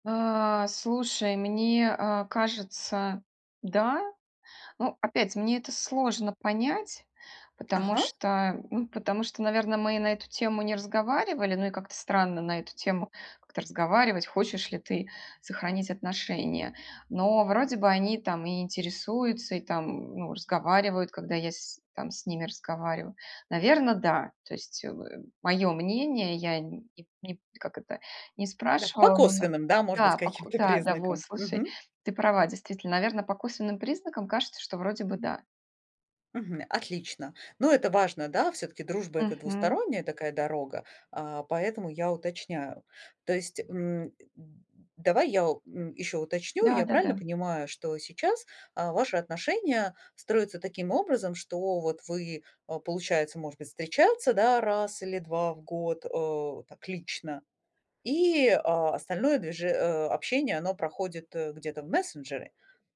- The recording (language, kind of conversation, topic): Russian, advice, Почему я отдаляюсь от старых друзей?
- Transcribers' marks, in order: tapping